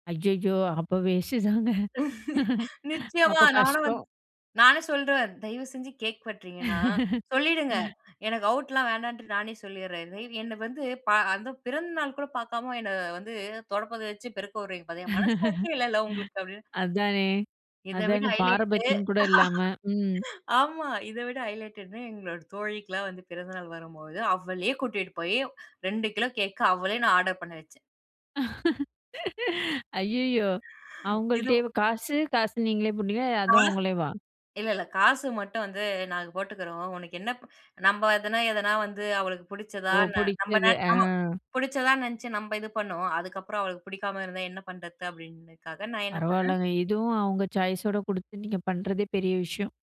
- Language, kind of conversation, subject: Tamil, podcast, பிறந்தநாள் கொண்டாட்டங்கள் உங்கள் வீட்டில் எப்படி இருக்கும்?
- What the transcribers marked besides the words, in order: laughing while speaking: "அய்யயோ! அப்ப வேஸ்ட்டு தாங்க"; laugh; inhale; laugh; unintelligible speech; laugh; in English: "ஹைலைட்டு"; laugh; in English: "ஹைலைட்டு"; inhale; laugh; other noise; inhale; unintelligible speech